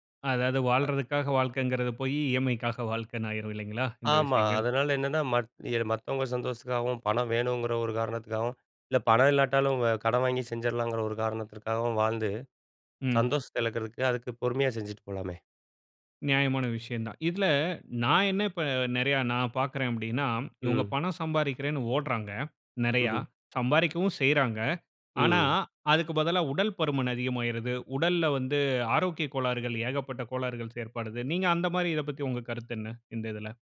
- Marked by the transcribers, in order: in English: "இஎம்ஐக்காக"; other background noise
- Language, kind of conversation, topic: Tamil, podcast, வெற்றிக்கு பணம் முக்கியமா, சந்தோஷம் முக்கியமா?